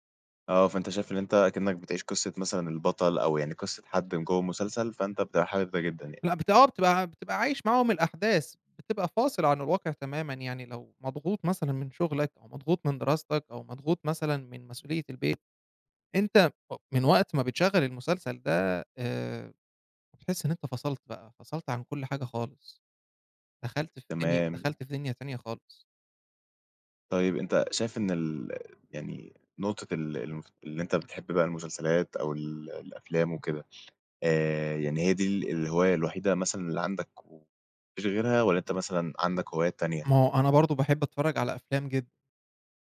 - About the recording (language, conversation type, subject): Arabic, podcast, احكيلي عن هوايتك المفضلة وإزاي بدأت فيها؟
- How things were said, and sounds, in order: other noise; tapping